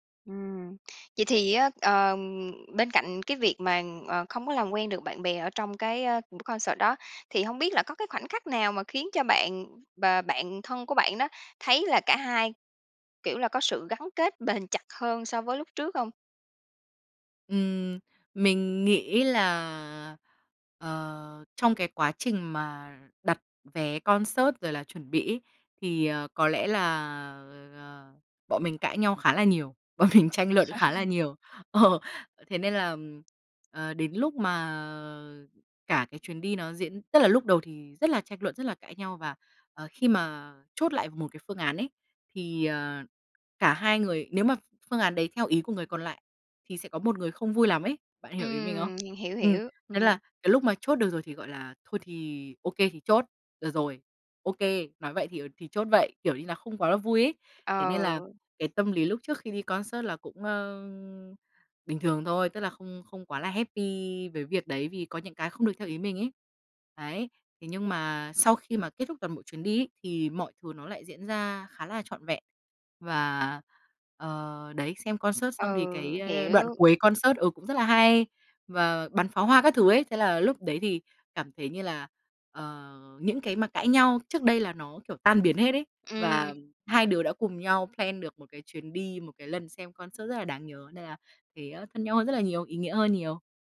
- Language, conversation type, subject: Vietnamese, podcast, Bạn có kỷ niệm nào khi đi xem hòa nhạc cùng bạn thân không?
- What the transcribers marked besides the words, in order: in English: "concert"; tapping; in English: "concert"; laughing while speaking: "bọn mình"; laughing while speaking: "Ờ"; laugh; in English: "concert"; in English: "happy"; in English: "concert"; in English: "concert"; in English: "plan"; other background noise; in English: "concert"